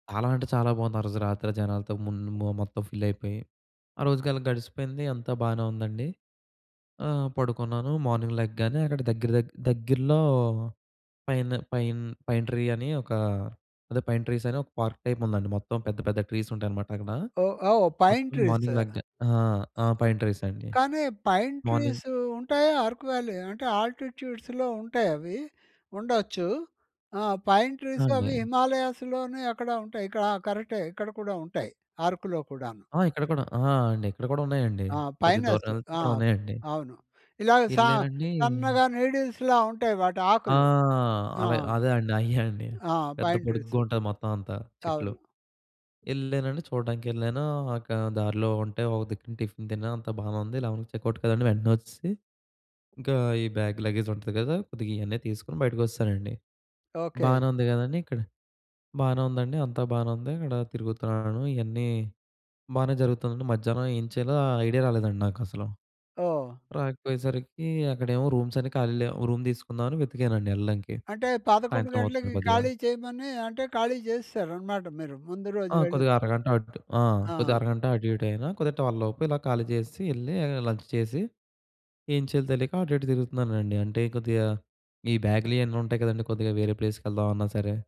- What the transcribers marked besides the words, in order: in English: "ఫిల్"; in English: "మార్నింగ్"; in English: "పైన్ ట్రీ"; in English: "పైన్ ట్రీస్"; in English: "పార్క్ టైప్"; in English: "ట్రీస్"; in English: "పైన్ ట్రీస్"; in English: "మార్నింగ్"; in English: "పైన్ ట్రీస్"; in English: "మార్నింగ్"; in English: "వ్యాలీ"; in English: "ఆల్టిట్యూడ్స్‌లో"; in English: "పైన్ ట్రీస్"; in English: "నీడిల్స్‌లా"; chuckle; in English: "పైన్ ట్రీస్"; in English: "టిఫిన్"; in English: "లెవెన్‌కి చెకౌట్"; in English: "బ్యాగ్, లగేజ్"; in English: "రూమ్స్"; in English: "రూమ్"; in English: "ట్వెల్వ్"; in English: "లంచ్"; in English: "ప్లేస్‌కి"
- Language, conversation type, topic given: Telugu, podcast, ఒంటరిగా ఉన్నప్పుడు మీకు ఎదురైన అద్భుతమైన క్షణం ఏది?